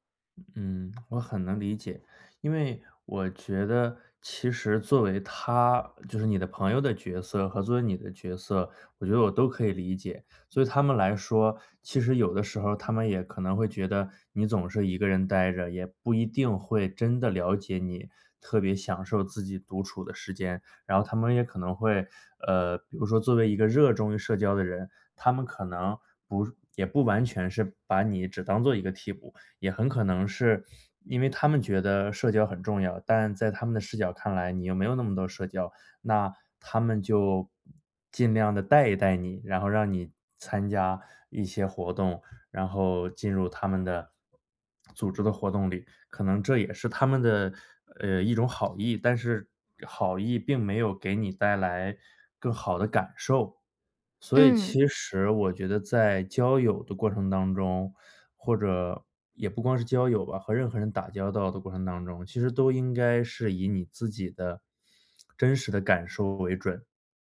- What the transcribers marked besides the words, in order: sniff; other background noise
- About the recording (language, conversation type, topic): Chinese, advice, 被强迫参加朋友聚会让我很疲惫